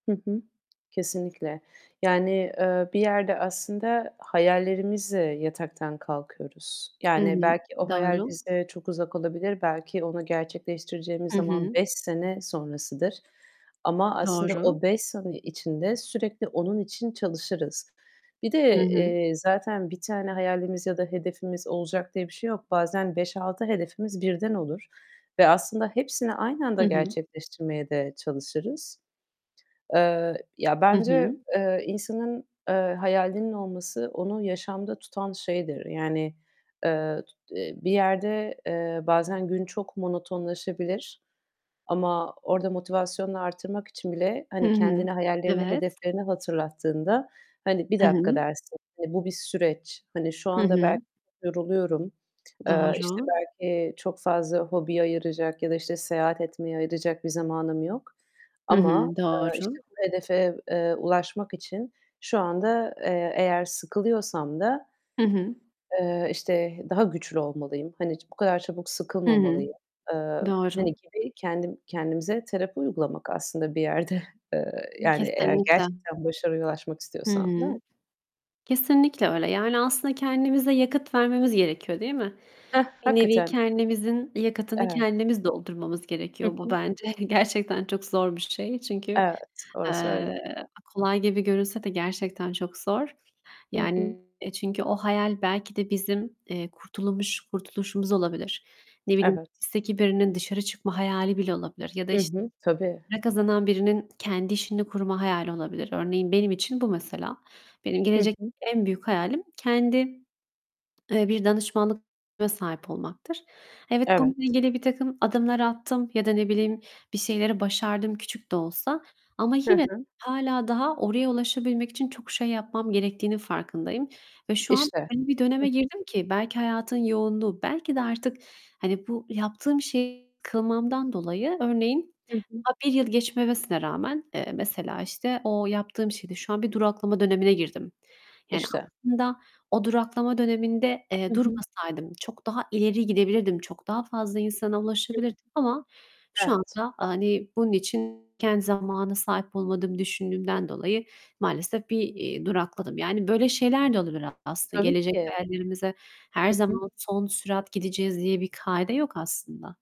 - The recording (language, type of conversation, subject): Turkish, unstructured, Gelecekte en çok neyi başarmak istiyorsun ve hayallerin için ne kadar risk alabilirsin?
- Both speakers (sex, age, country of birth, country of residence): female, 25-29, Turkey, Italy; female, 30-34, Turkey, Netherlands
- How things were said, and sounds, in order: tapping; other background noise; distorted speech; static; laughing while speaking: "gerçekten"; unintelligible speech; unintelligible speech